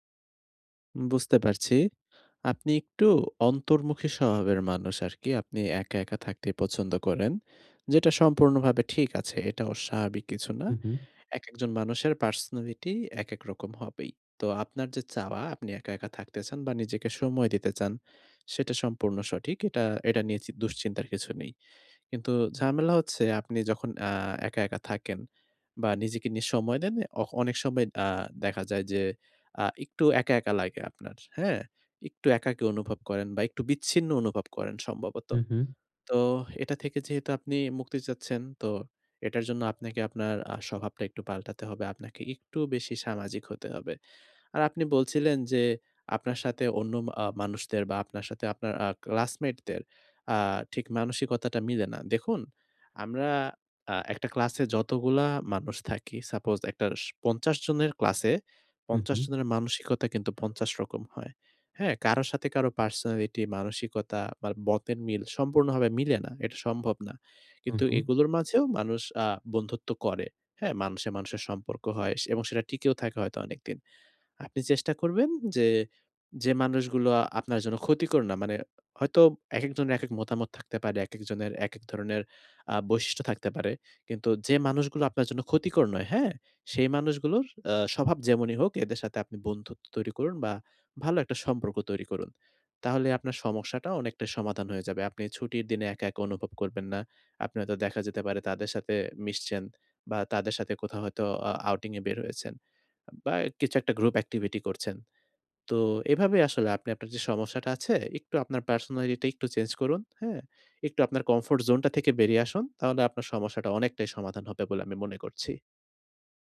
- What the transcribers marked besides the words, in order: in English: "activity"
- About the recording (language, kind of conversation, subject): Bengali, advice, ছুটির দিনে কীভাবে চাপ ও হতাশা কমাতে পারি?
- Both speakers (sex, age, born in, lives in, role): male, 20-24, Bangladesh, Bangladesh, advisor; male, 20-24, Bangladesh, Bangladesh, user